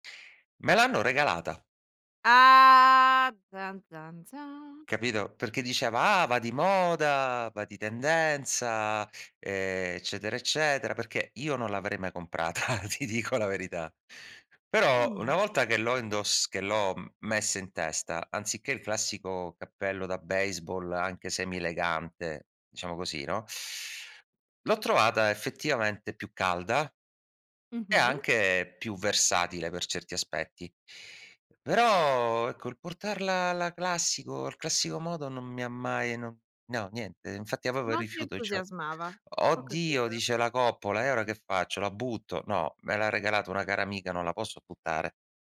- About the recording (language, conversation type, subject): Italian, podcast, Che cosa ti fa sentire autentico nel tuo modo di vestirti?
- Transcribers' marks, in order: drawn out: "Ah"; singing: "tan tan zan"; laughing while speaking: "comprata, ti dico la verità"